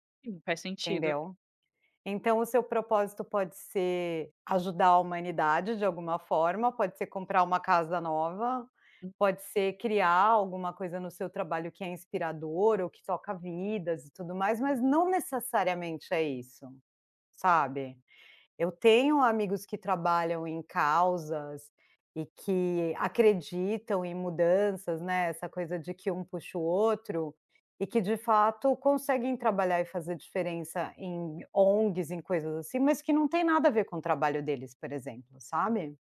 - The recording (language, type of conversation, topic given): Portuguese, podcast, Como você concilia trabalho e propósito?
- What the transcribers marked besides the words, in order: none